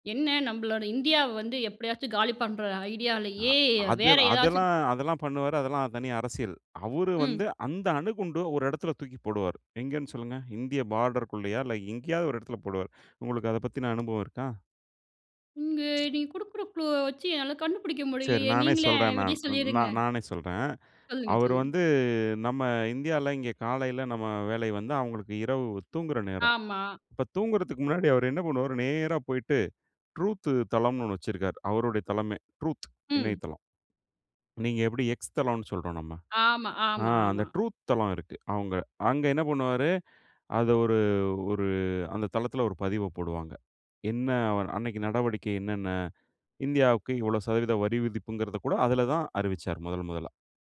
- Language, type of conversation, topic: Tamil, podcast, உங்கள் தினசரி கைப்பேசி பயன்படுத்தும் பழக்கத்தைப் பற்றி சொல்ல முடியுமா?
- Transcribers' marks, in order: tapping; in English: "குளூவ"